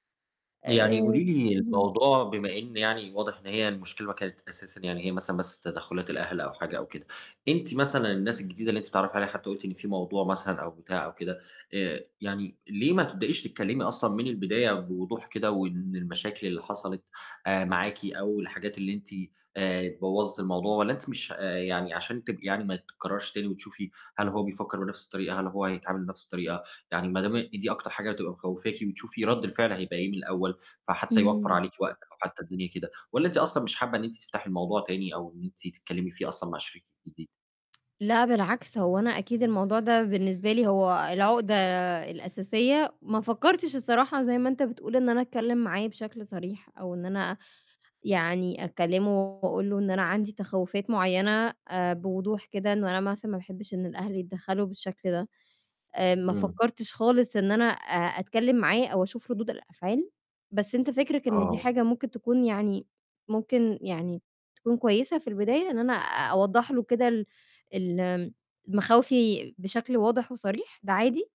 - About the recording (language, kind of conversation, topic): Arabic, advice, إزاي أقدر أبدأ علاقة جديدة بعد ما فقدت حد قريب، وأتكلم بصراحة ووضوح مع الشخص اللي بتعرّف عليه؟
- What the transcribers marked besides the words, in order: none